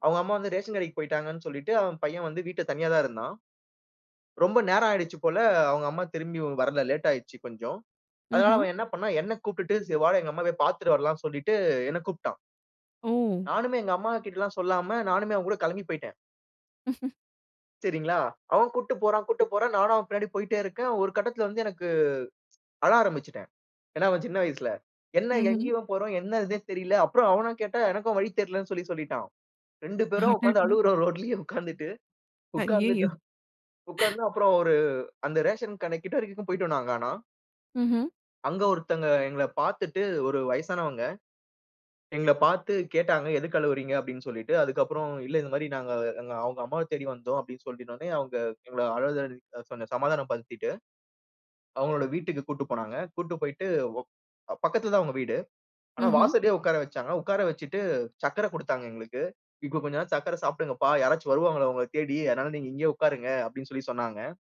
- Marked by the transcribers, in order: other background noise; chuckle; tapping; laughing while speaking: "அடடா!"; laughing while speaking: "ரோட்லயே"; laughing while speaking: "ஐயயோ!"; laughing while speaking: "உட்கார்ந்துட்டோம்"
- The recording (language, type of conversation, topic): Tamil, podcast, உங்கள் முதல் நண்பருடன் நீங்கள் எந்த விளையாட்டுகளை விளையாடினீர்கள்?